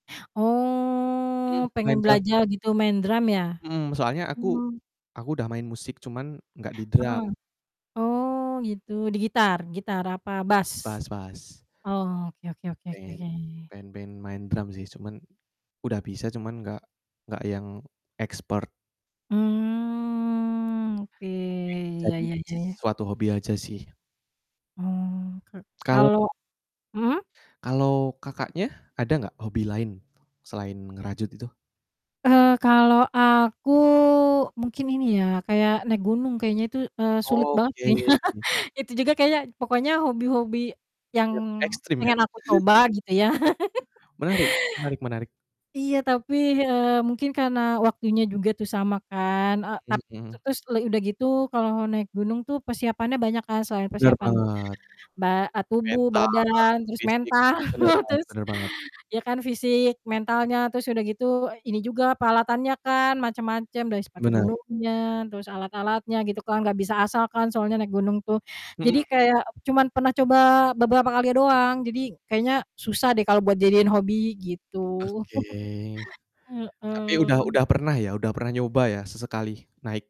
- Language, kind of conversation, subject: Indonesian, unstructured, Hobi apa yang ingin kamu pelajari, tetapi belum sempat?
- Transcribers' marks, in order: drawn out: "Oh"; other background noise; static; distorted speech; in English: "expert"; drawn out: "Mmm"; tapping; drawn out: "Oke"; laughing while speaking: "kayaknya"; tsk; chuckle; laugh; laughing while speaking: "mental"; drawn out: "Oke"; chuckle; drawn out: "Heeh"